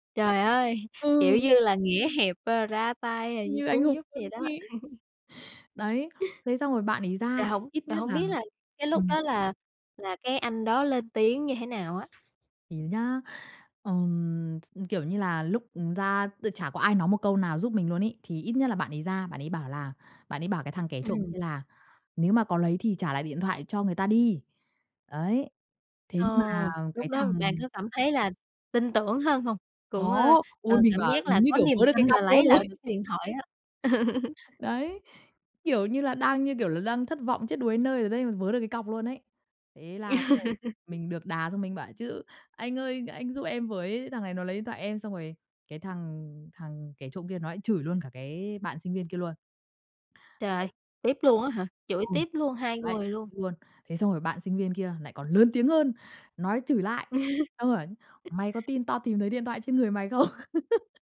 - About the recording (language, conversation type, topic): Vietnamese, podcast, Bạn có thể kể về một lần ai đó giúp bạn và bài học bạn rút ra từ đó là gì?
- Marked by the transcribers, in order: tapping; other background noise; laugh; laughing while speaking: "rồi"; laugh; laugh; laugh; unintelligible speech; laugh; laughing while speaking: "không?"; laugh